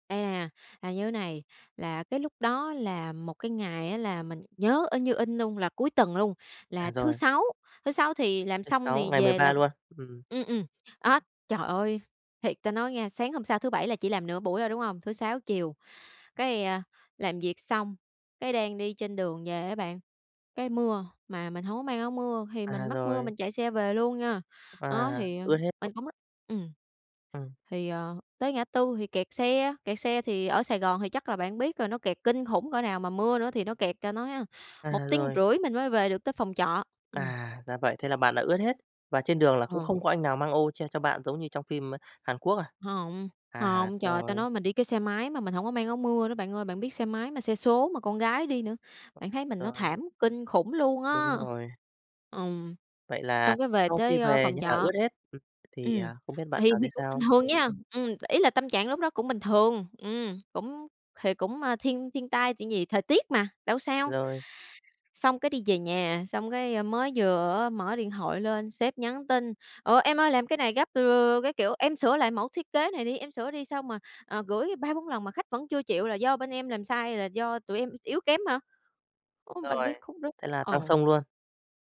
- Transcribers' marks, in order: tapping; other background noise; unintelligible speech; unintelligible speech
- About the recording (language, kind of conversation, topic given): Vietnamese, podcast, Khoảnh khắc nào đã thay đổi cách bạn nhìn cuộc sống?